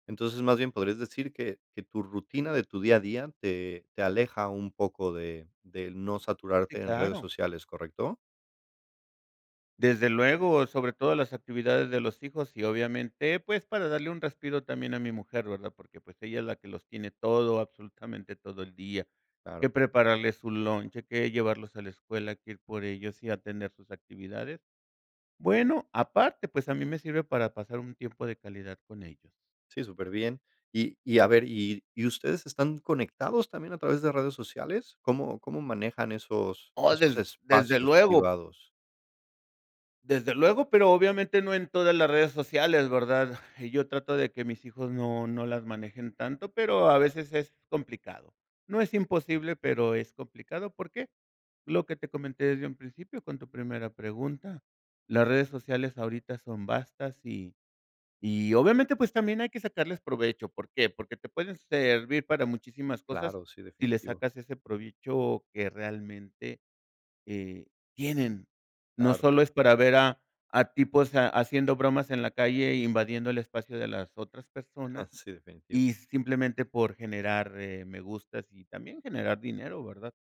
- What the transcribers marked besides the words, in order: chuckle; "provecho" said as "provicho"; chuckle
- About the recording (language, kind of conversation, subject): Spanish, podcast, ¿Qué haces cuando te sientes saturado por las redes sociales?